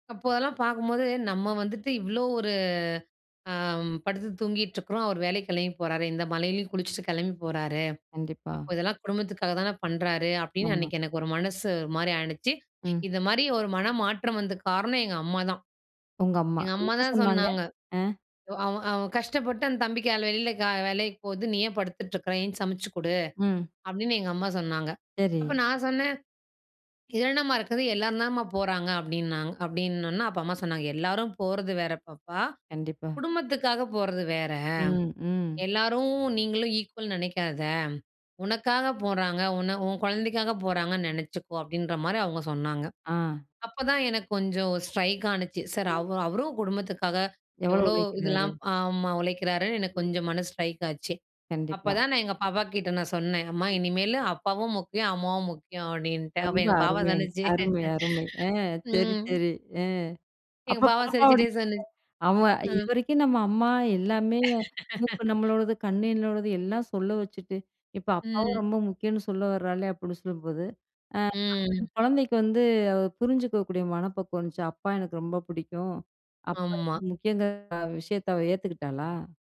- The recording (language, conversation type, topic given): Tamil, podcast, வீட்டிலும் குழந்தை வளர்ப்பிலும் தாயும் தந்தையும் சமமாகப் பொறுப்புகளைப் பகிர்ந்து கொள்ள வேண்டுமா, ஏன்?
- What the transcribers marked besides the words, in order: "காலைல" said as "கால்"; in English: "ஈக்வல்ன்னு"; in English: "ஸ்ட்ரைக்"; unintelligible speech; "சரி" said as "சர்"; other background noise; in English: "ஸ்ட்ரைக்"; laughing while speaking: "அப்ப எங்க பாப்பா சொன்னுச்சு"; laughing while speaking: "அ சரி, சரி. அ"; unintelligible speech; laughing while speaking: "எங்க பாப்பா சிரிச்சிட்டே சொன்னுச்"; laugh